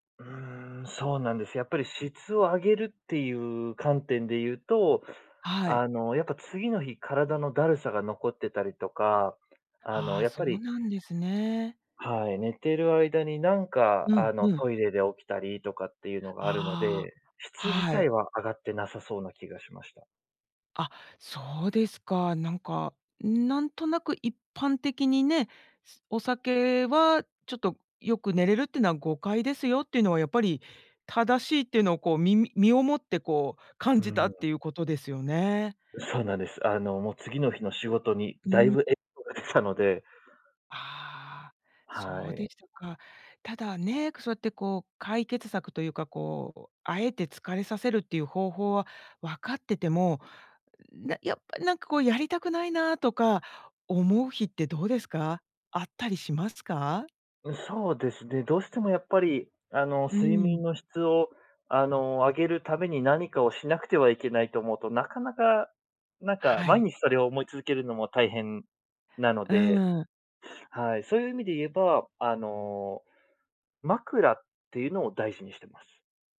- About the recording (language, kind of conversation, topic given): Japanese, podcast, 睡眠の質を上げるために、普段どんな工夫をしていますか？
- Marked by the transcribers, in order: laughing while speaking: "影響が出たので"